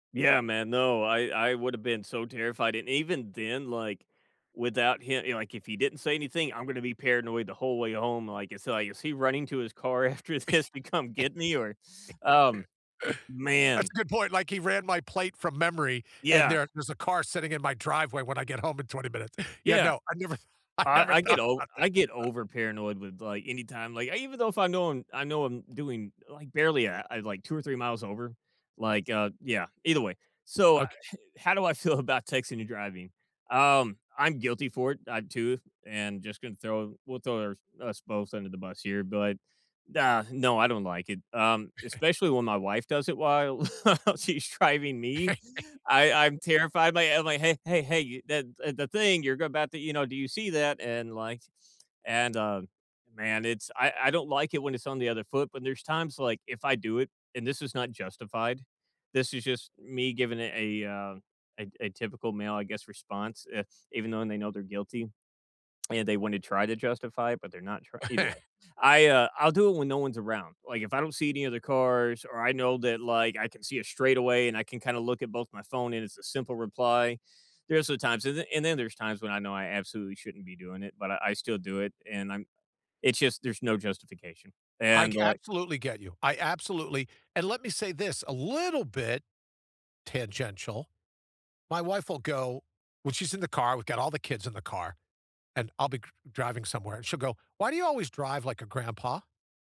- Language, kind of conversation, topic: English, unstructured, How do you feel about people who text while driving?
- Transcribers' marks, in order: chuckle; laughing while speaking: "I never thought about that"; other noise; chuckle; laugh; other background noise; chuckle